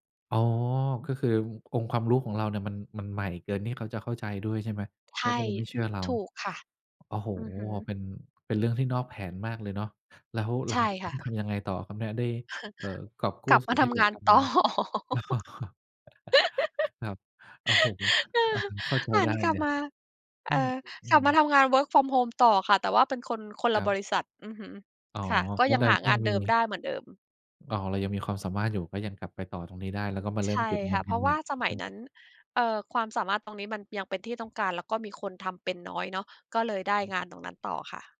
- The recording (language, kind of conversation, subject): Thai, podcast, ตอนเปลี่ยนงาน คุณกลัวอะไรมากที่สุด และรับมืออย่างไร?
- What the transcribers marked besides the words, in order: chuckle; laughing while speaking: "ต่อ"; laugh; laughing while speaking: "อ๋อ"; in English: "Work From Home"; chuckle; tapping; other background noise; unintelligible speech